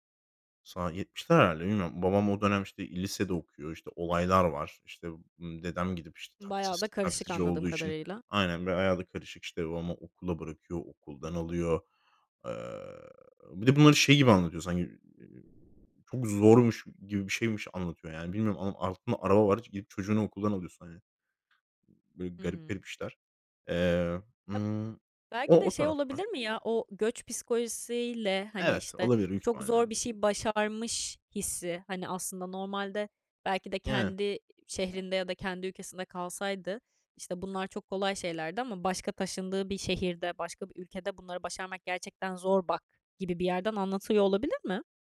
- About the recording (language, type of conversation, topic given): Turkish, podcast, Göç hikâyeleri ailenizde nasıl anlatılırdı, hatırlıyor musunuz?
- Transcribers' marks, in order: unintelligible speech